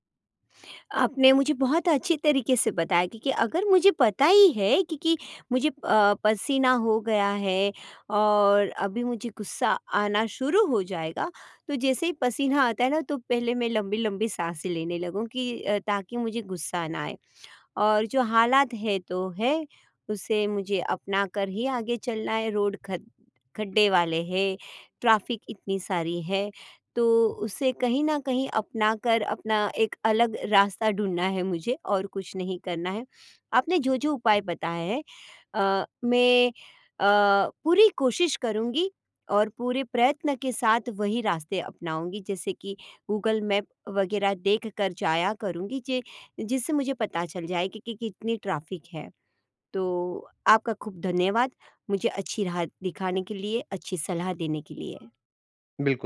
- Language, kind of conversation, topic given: Hindi, advice, ट्रैफिक या कतार में मुझे गुस्सा और हताशा होने के शुरुआती संकेत कब और कैसे समझ में आते हैं?
- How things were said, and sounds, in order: none